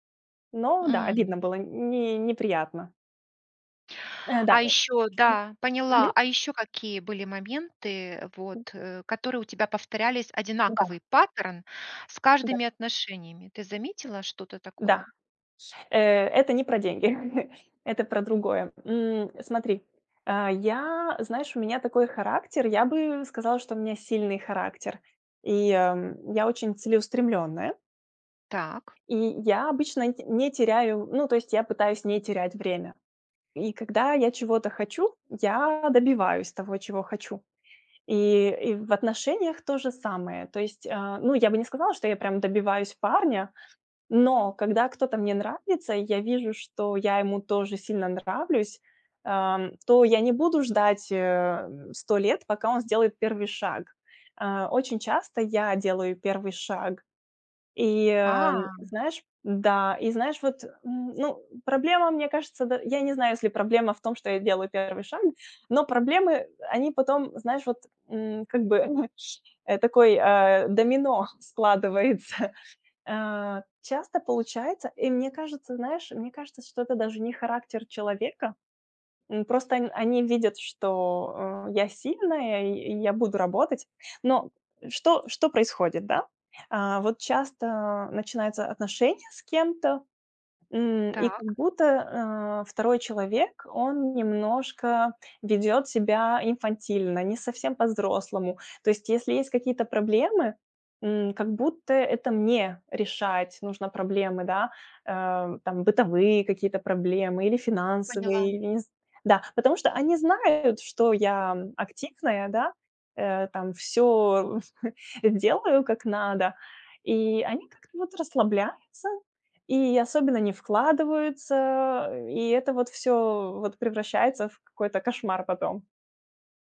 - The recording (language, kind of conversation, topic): Russian, advice, С чего начать, если я боюсь осваивать новый навык из-за возможной неудачи?
- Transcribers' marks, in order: tapping; other background noise; chuckle; chuckle; laughing while speaking: "складывается"; chuckle